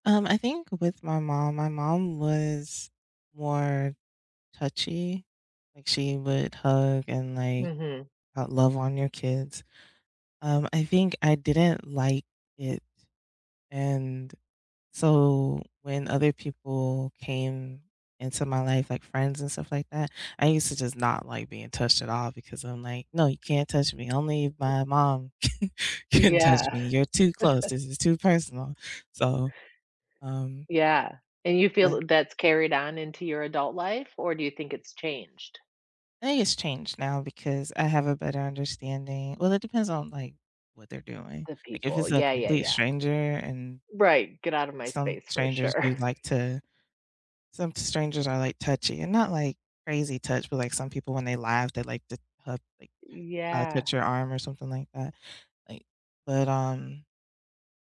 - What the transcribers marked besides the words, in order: tapping; laughing while speaking: "can can"; chuckle; other background noise; chuckle
- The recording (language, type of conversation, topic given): English, unstructured, How do you like to show care in a relationship, and what makes you feel cared for?
- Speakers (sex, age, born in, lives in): female, 35-39, United States, United States; female, 40-44, United States, United States